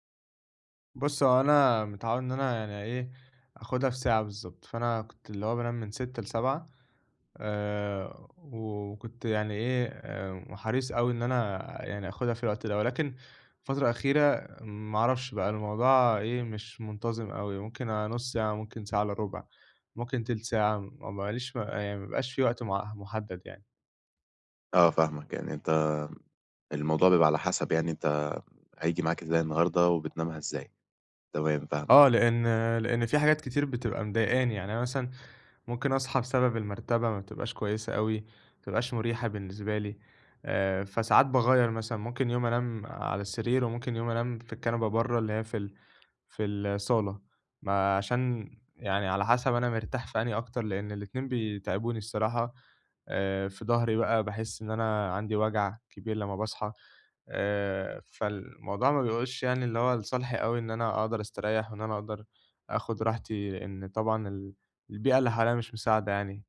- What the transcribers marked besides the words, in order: none
- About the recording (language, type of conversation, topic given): Arabic, advice, إزاي أختار مكان هادي ومريح للقيلولة؟
- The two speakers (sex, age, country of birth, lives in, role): male, 20-24, Egypt, Egypt, advisor; male, 20-24, Egypt, Egypt, user